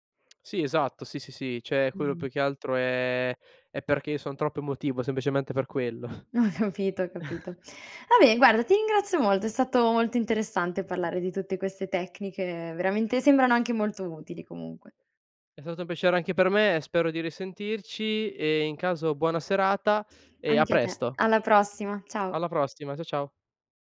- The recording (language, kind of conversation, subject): Italian, podcast, Cosa fai per calmare la mente prima di dormire?
- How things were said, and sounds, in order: "Cioè" said as "ceh"; laughing while speaking: "Ho capito"; "Vabbè" said as "abè"; chuckle; "stato" said as "sato"